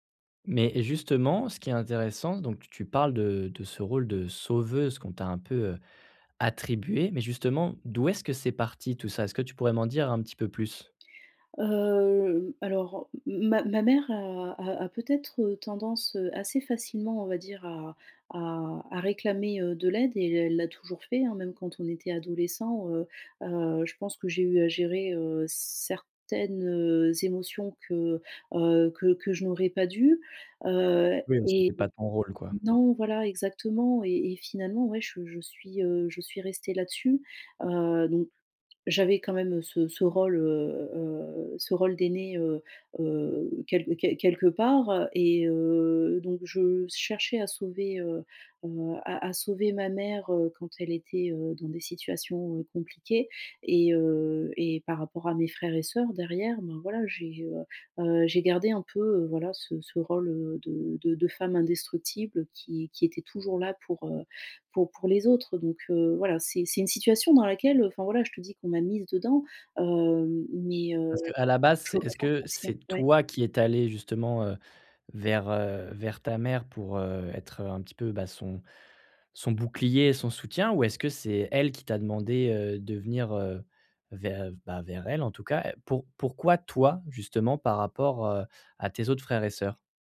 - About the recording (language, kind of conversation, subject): French, advice, Comment communiquer mes besoins émotionnels à ma famille ?
- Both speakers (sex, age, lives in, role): female, 35-39, France, user; male, 25-29, France, advisor
- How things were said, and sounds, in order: stressed: "attribué"; stressed: "toi"; stressed: "toi"